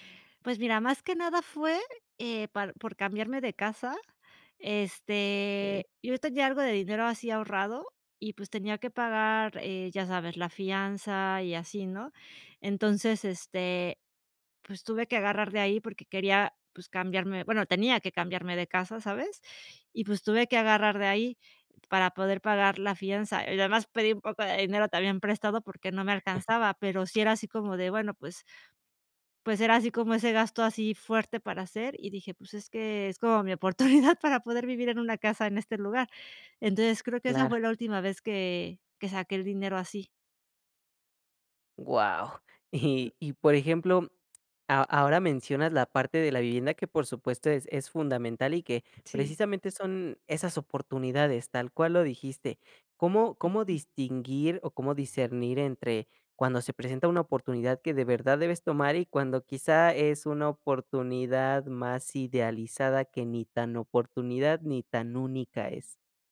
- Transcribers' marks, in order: chuckle; laughing while speaking: "oportunidad"; laughing while speaking: "y"; tapping
- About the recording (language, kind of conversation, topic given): Spanish, podcast, ¿Cómo decides entre disfrutar hoy o ahorrar para el futuro?